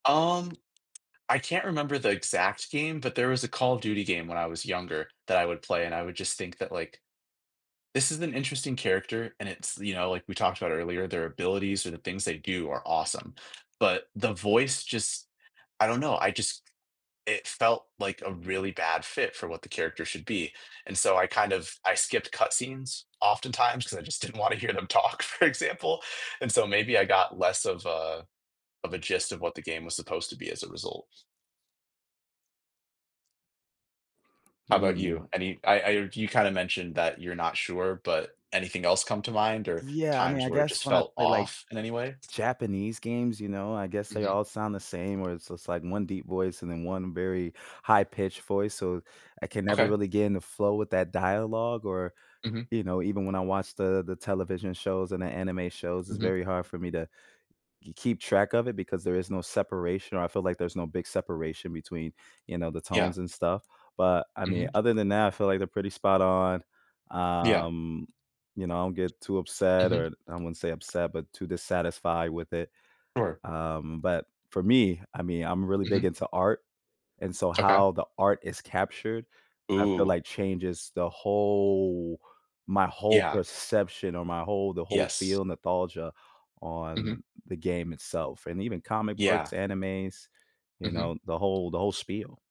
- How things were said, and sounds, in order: other background noise; laughing while speaking: "didn't wanna hear them talk"; tapping; drawn out: "Um"; drawn out: "whole"; "nostalgia" said as "nothalgia"
- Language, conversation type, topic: English, unstructured, What qualities make a fictional character stand out and connect with audiences?
- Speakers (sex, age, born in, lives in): male, 25-29, Canada, United States; male, 30-34, United States, United States